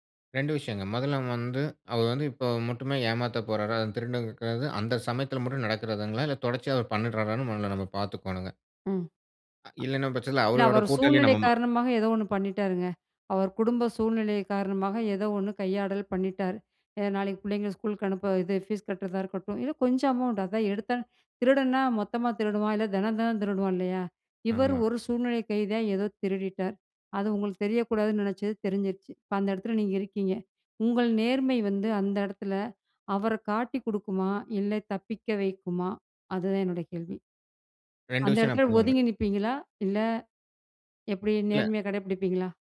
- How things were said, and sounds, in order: unintelligible speech; in English: "அமௌண்ட்"
- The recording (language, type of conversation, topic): Tamil, podcast, நேர்மை நம்பிக்கைக்கு எவ்வளவு முக்கியம்?